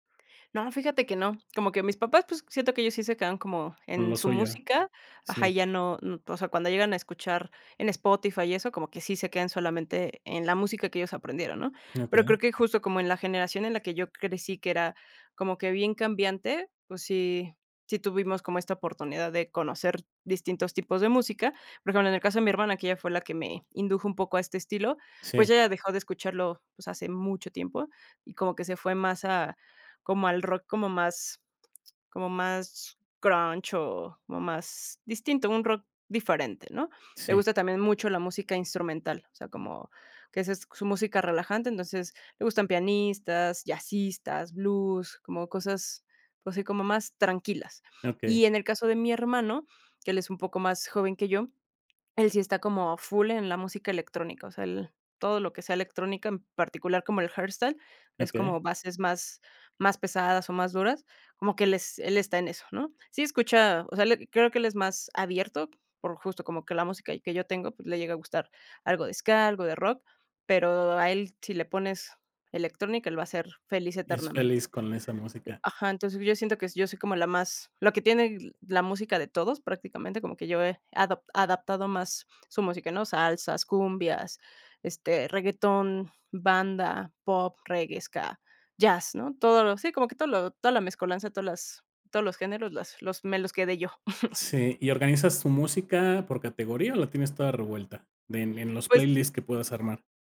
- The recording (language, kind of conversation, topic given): Spanish, podcast, ¿Cómo ha cambiado tu gusto musical con los años?
- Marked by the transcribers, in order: other background noise; chuckle